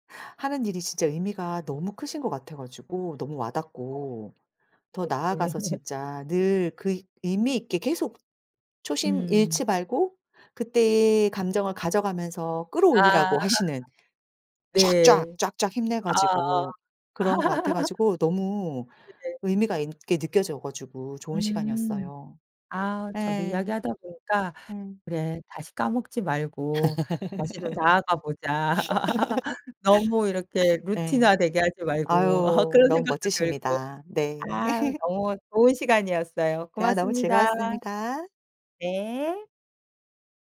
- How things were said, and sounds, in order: laughing while speaking: "네네네"; tapping; laugh; laugh; laugh; laugh; laugh
- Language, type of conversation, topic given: Korean, podcast, 지금 하고 계신 일이 본인에게 의미가 있나요?